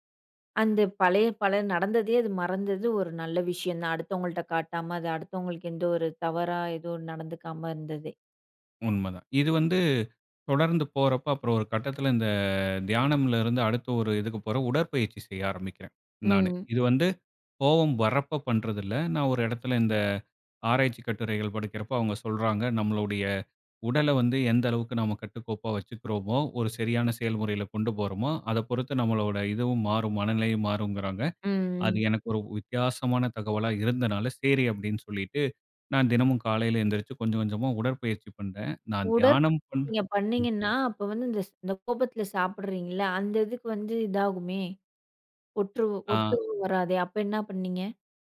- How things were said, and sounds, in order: none
- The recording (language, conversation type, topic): Tamil, podcast, கோபம் வந்தால் நீங்கள் அதை எந்த வழியில் தணிக்கிறீர்கள்?